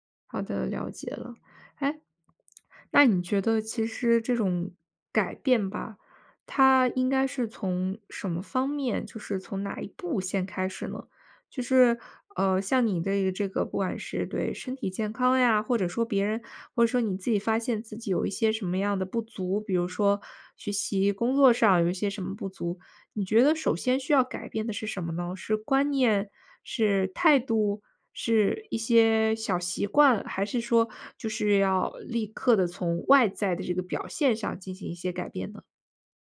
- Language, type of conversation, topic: Chinese, podcast, 怎样用行动证明自己的改变？
- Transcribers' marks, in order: other background noise